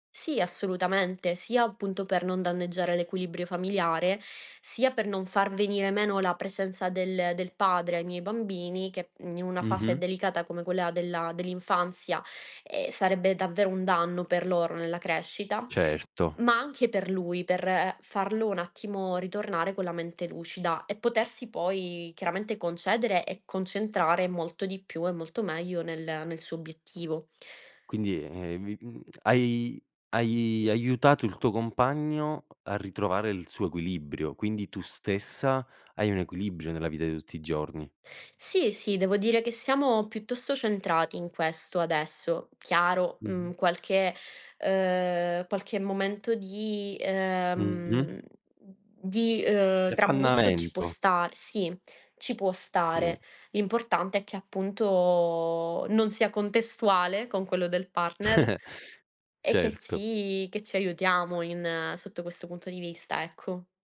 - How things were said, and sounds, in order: giggle
- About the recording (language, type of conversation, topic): Italian, podcast, Come bilanci lavoro e vita familiare nelle giornate piene?